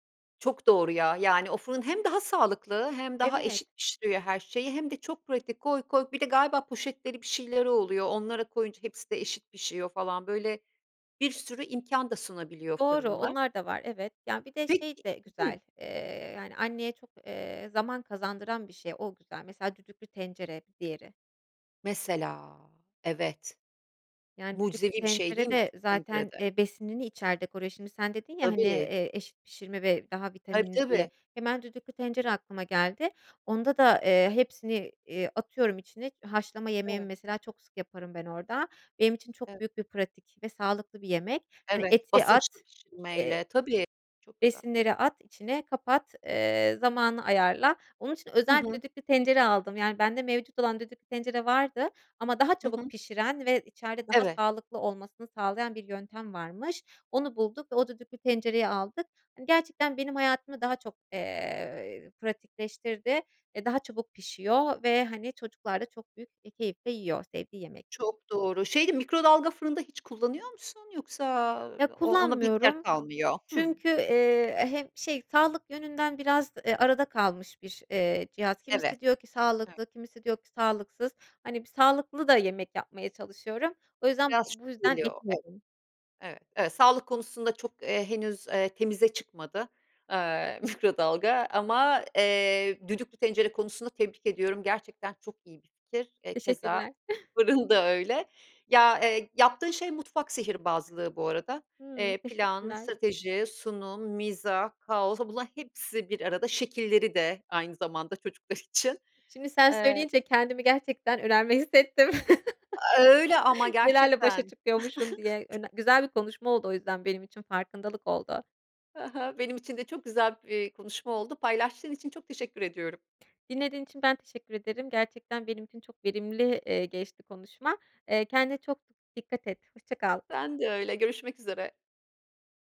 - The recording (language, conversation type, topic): Turkish, podcast, Evde pratik ve sağlıklı yemekleri nasıl hazırlayabilirsiniz?
- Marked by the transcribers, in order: other background noise; tapping; drawn out: "Mesela!"; unintelligible speech; chuckle; chuckle; chuckle; chuckle